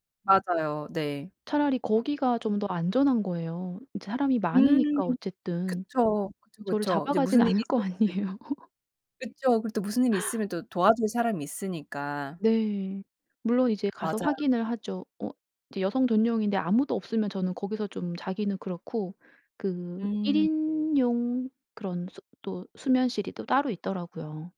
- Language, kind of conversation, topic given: Korean, podcast, 혼자 여행할 때 외로움은 어떻게 달래세요?
- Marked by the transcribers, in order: tapping; laughing while speaking: "않을 거 아니에요"; laugh